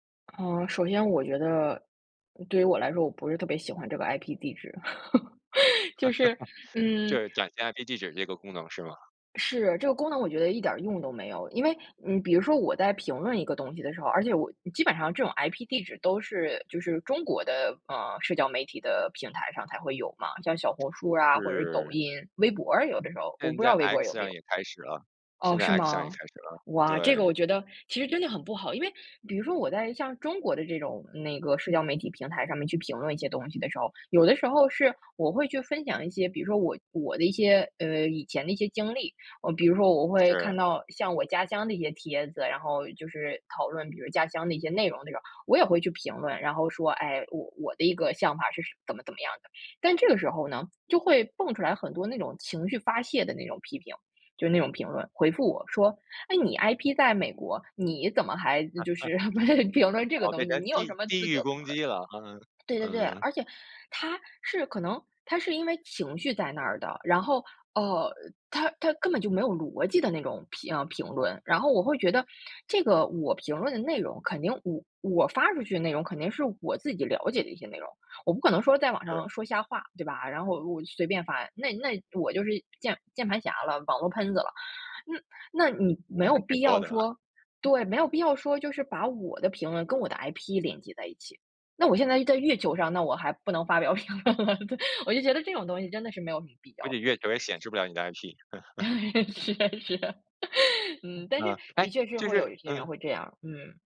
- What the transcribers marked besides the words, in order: in English: "IP"; laugh; chuckle; in English: "IP"; in English: "IP"; laugh; laughing while speaking: "评论这个"; in English: "IP"; laughing while speaking: "评论了"; chuckle; chuckle; laughing while speaking: "是 是"; chuckle
- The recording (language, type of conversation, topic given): Chinese, podcast, 你會怎麼處理網路上的批評？